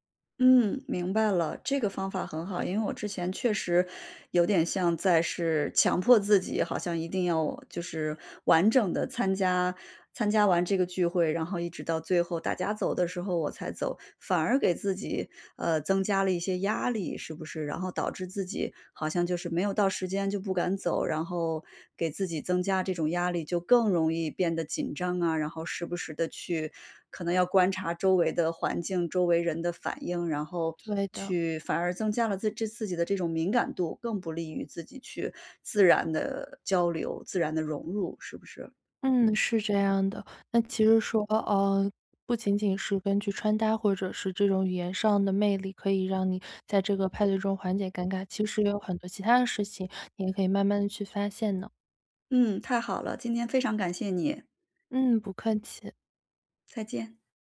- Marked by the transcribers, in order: none
- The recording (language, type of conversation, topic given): Chinese, advice, 在聚会中我该如何缓解尴尬气氛？